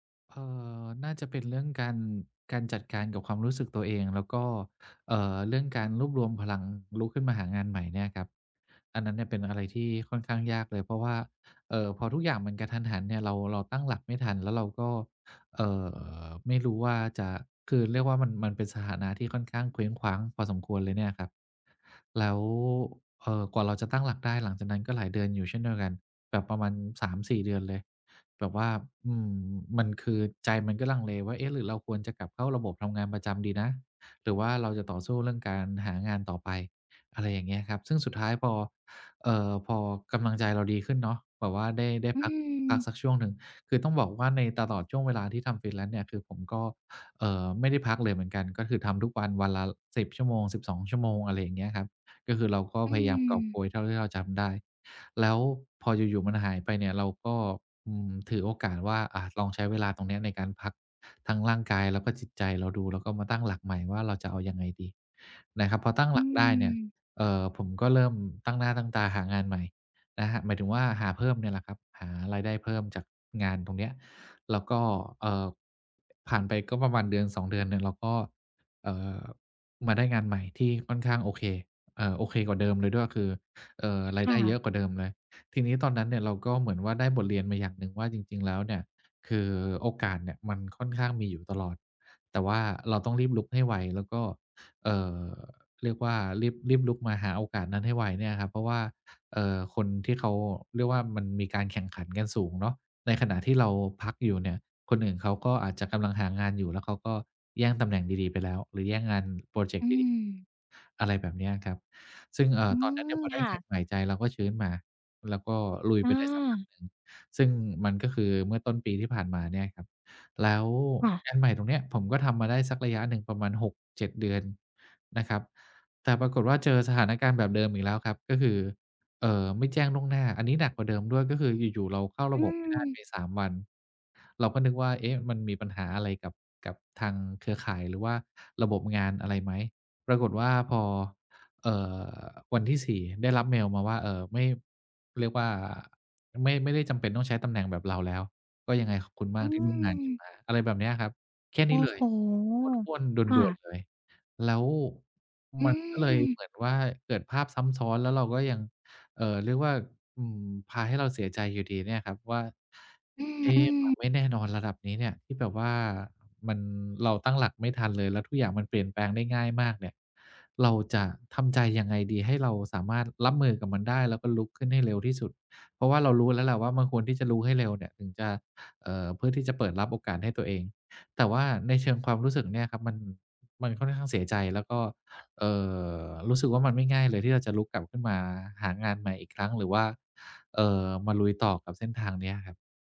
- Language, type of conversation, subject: Thai, advice, คุณจะปรับตัวอย่างไรเมื่อมีการเปลี่ยนแปลงเกิดขึ้นบ่อย ๆ?
- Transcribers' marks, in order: in English: "freelance"; other background noise; snort